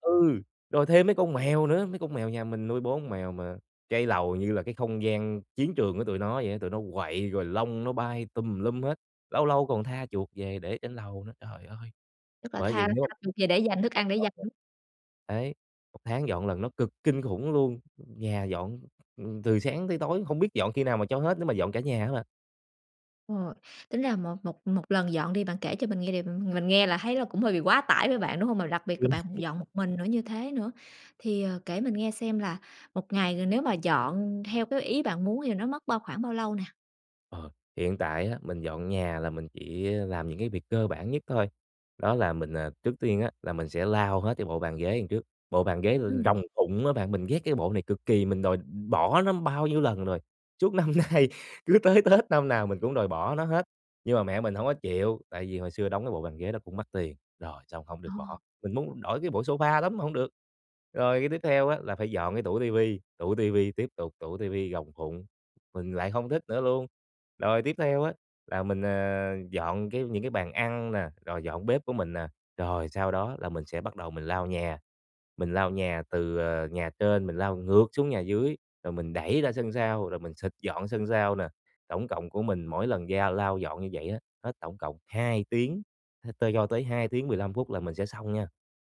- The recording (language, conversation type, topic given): Vietnamese, advice, Làm sao để giữ nhà luôn gọn gàng lâu dài?
- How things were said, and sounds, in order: unintelligible speech; other background noise; laugh; laughing while speaking: "nay, cứ tới Tết"